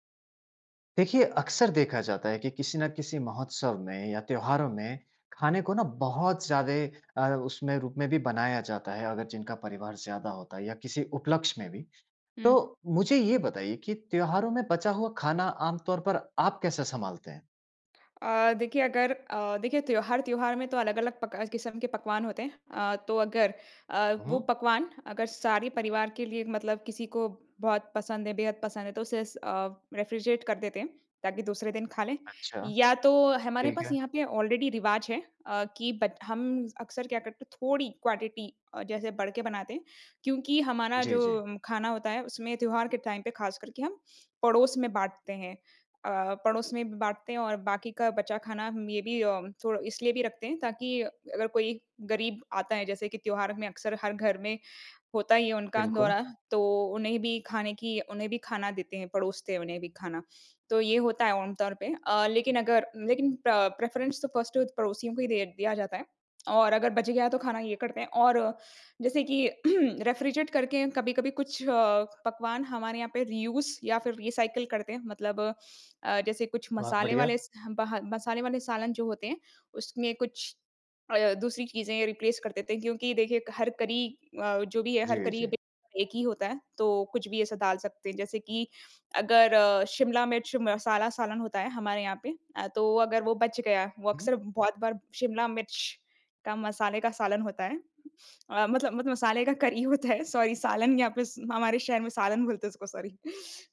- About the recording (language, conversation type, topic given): Hindi, podcast, त्योहारों में बचा हुआ खाना आप आमतौर पर कैसे संभालते हैं?
- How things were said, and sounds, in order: in English: "रेफ्रिजरेट"; in English: "ऑलरेडी"; in English: "क्वांटिटी"; in English: "टाइम"; in English: "मे बी"; in English: "प्र प्रेफरेंस"; in English: "फर्स्ट"; throat clearing; in English: "रेफ्रिजरेट"; in English: "रीयूज़"; in English: "रीसाइकल"; in English: "रिप्लेस"; laughing while speaking: "मसाले का करी होता है … हैं उसको सॉरी"; in English: "सॉरी"; in English: "सॉरी"; chuckle